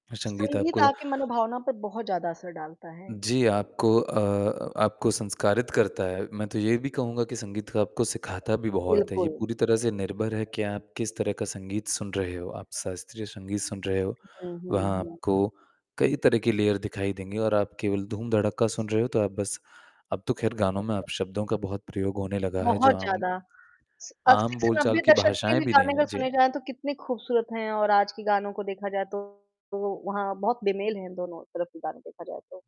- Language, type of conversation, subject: Hindi, podcast, संगीत सुनने से आपका मूड कैसे बदलता है?
- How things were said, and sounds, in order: static; other background noise; in English: "लेयर"; distorted speech; unintelligible speech